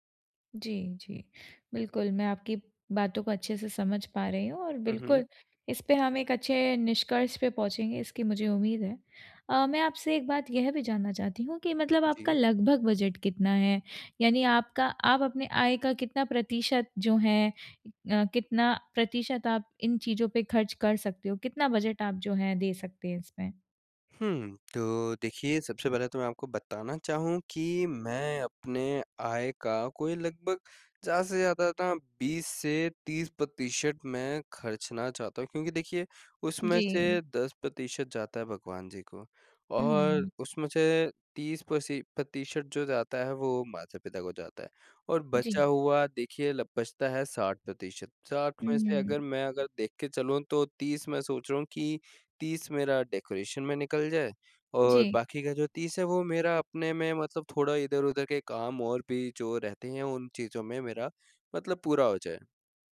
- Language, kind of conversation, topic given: Hindi, advice, कम बजट में खूबसूरत कपड़े, उपहार और घर की सजावट की चीजें कैसे ढूंढ़ूँ?
- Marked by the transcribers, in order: in English: "डेकोरेशन"